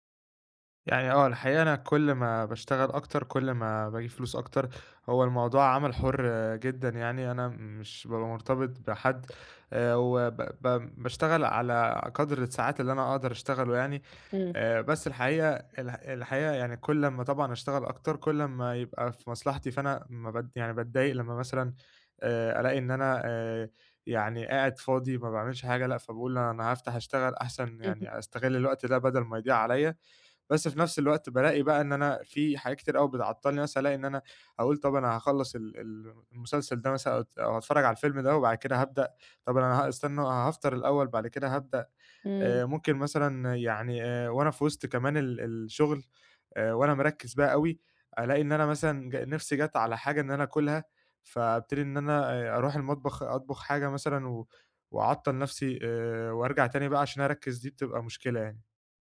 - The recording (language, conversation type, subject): Arabic, advice, إزاي أتعامل مع الانقطاعات والتشتيت وأنا مركز في الشغل؟
- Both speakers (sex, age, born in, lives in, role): female, 30-34, Egypt, Portugal, advisor; male, 20-24, Egypt, Egypt, user
- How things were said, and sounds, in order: none